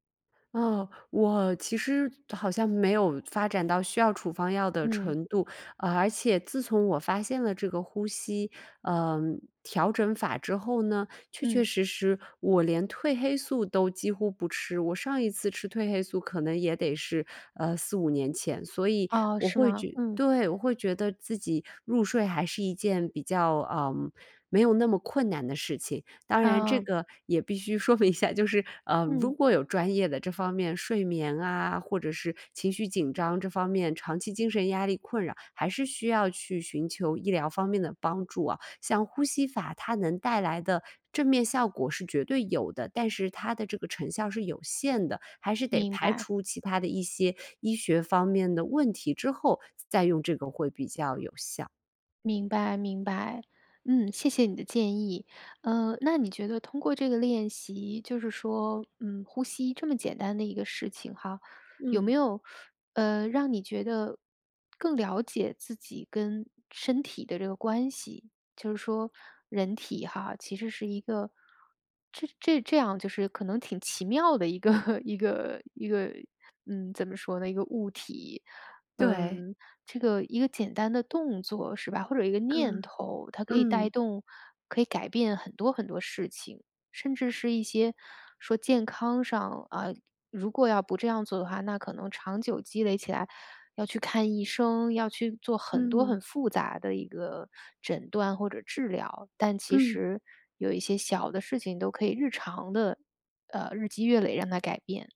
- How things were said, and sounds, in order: laughing while speaking: "说明一下就是"; laughing while speaking: "一个 一个"; other noise
- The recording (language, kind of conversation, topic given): Chinese, podcast, 简单说说正念呼吸练习怎么做？